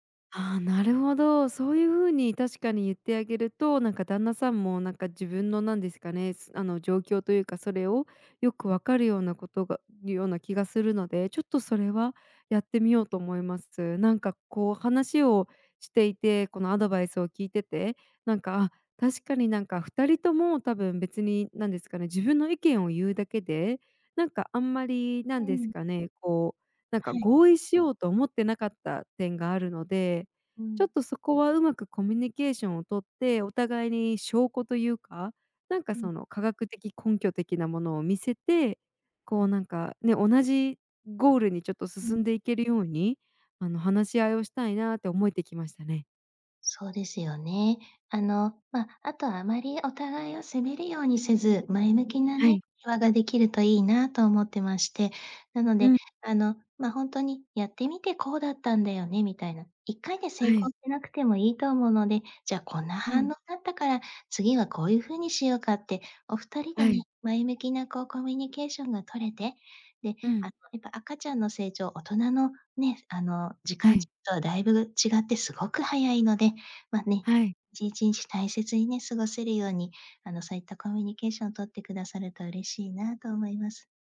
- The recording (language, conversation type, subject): Japanese, advice, 配偶者と子育ての方針が合わないとき、どのように話し合えばよいですか？
- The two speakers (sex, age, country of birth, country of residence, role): female, 25-29, Japan, United States, user; female, 45-49, Japan, Japan, advisor
- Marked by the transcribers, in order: none